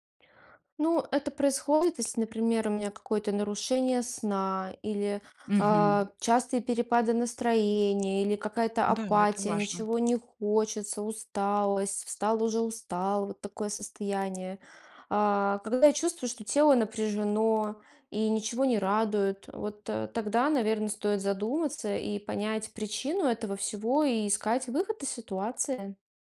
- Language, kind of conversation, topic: Russian, podcast, Какие простые вещи помогают лучше слышать своё тело?
- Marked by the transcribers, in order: tapping